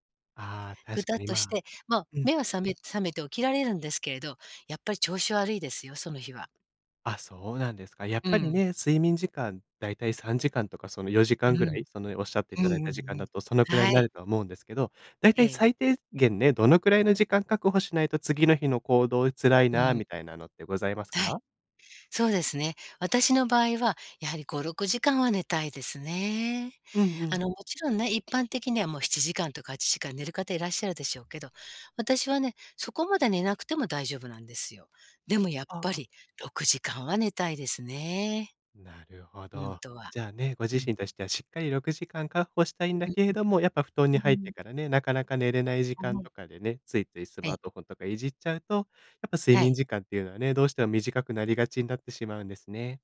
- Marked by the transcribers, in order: tapping
- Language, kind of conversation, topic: Japanese, advice, 夜にスマホを見てしまって寝付けない習慣をどうすれば変えられますか？